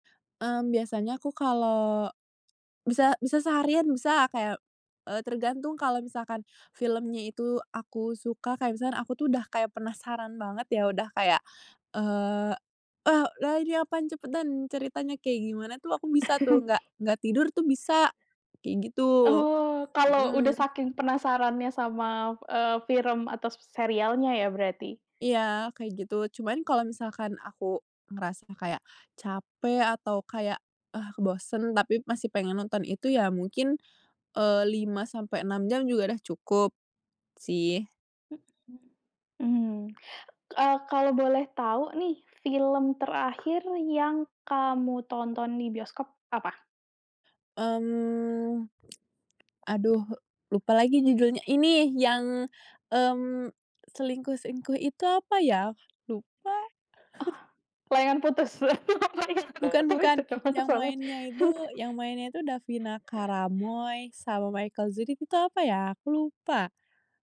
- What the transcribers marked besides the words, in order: tapping; chuckle; background speech; drawn out: "Mmm"; tsk; chuckle; laugh; unintelligible speech
- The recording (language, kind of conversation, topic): Indonesian, podcast, Kamu lebih suka menonton di bioskop atau di rumah, dan kenapa?